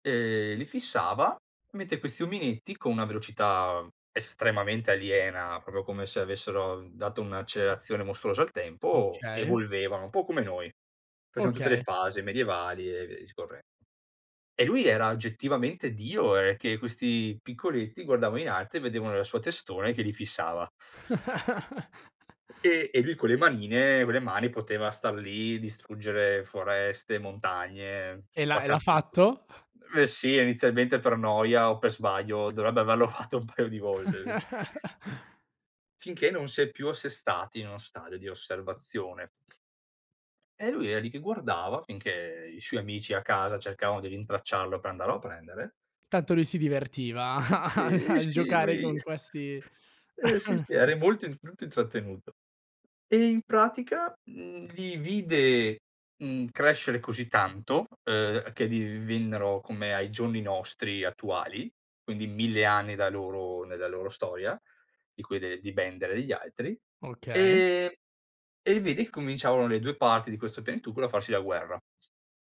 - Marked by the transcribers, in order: "con" said as "co"; "proprio" said as "propio"; laugh; other background noise; tapping; chuckle; laughing while speaking: "fatto"; laugh; laughing while speaking: "a a a giocare con questi"; "molto" said as "volten"; "molto" said as "nolto"; chuckle
- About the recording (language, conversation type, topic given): Italian, podcast, Qual è una puntata che non dimenticherai mai?
- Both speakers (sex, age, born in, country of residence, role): male, 18-19, Italy, Italy, host; male, 30-34, Italy, Italy, guest